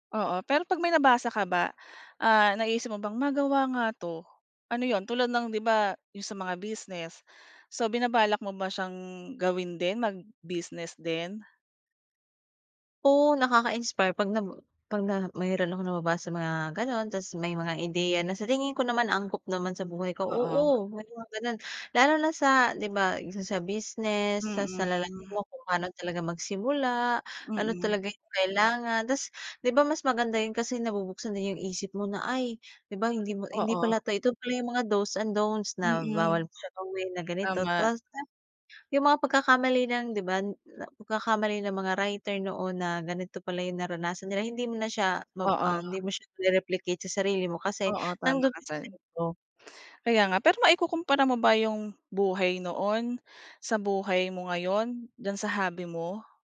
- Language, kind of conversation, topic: Filipino, podcast, Paano nakatulong ang hilig mo sa pag-aalaga ng kalusugang pangkaisipan at sa pagpapagaan ng stress mo?
- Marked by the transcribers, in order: other background noise